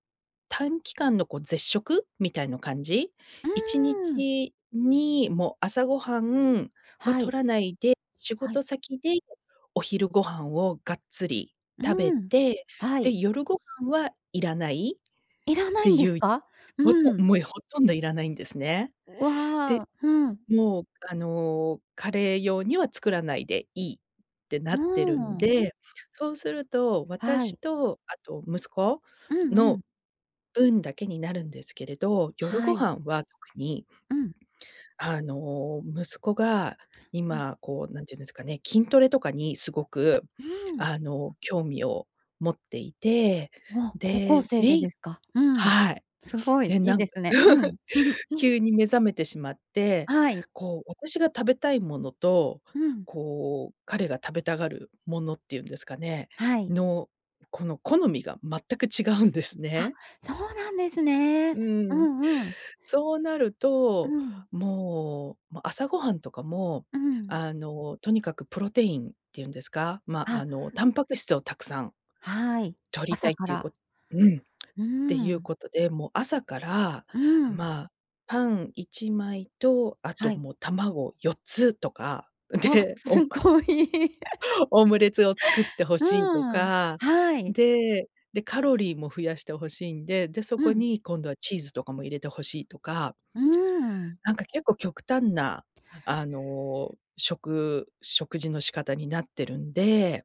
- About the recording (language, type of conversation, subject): Japanese, advice, 毎日の健康的な食事を習慣にするにはどうすればよいですか？
- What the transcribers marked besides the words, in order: chuckle; other noise; laughing while speaking: "で、オム"; laughing while speaking: "すごい"; chuckle; laugh